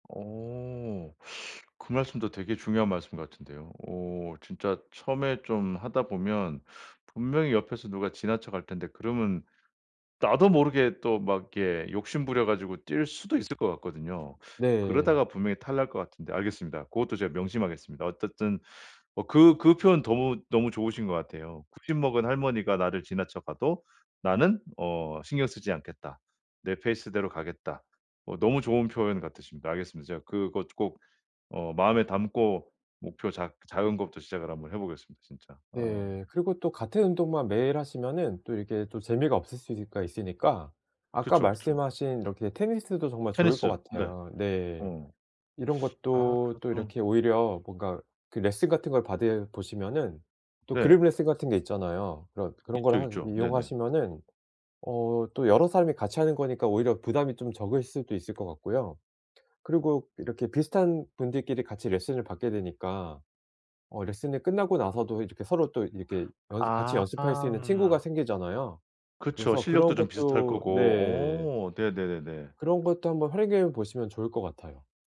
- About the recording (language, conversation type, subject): Korean, advice, 새 취미를 시작하는 것이 두려울 때, 어떻게 첫걸음을 내디딜 수 있을까요?
- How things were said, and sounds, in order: tapping; "너무" said as "더무"; other background noise; "받아" said as "받으"